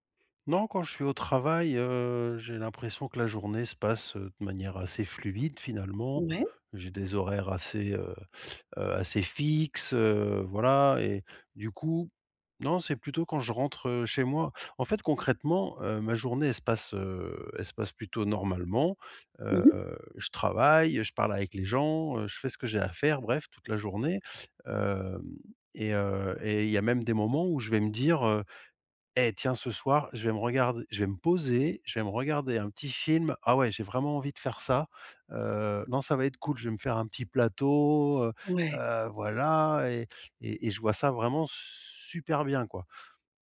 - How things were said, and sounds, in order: stressed: "super"
- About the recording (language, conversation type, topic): French, advice, Pourquoi je n’ai pas d’énergie pour regarder ou lire le soir ?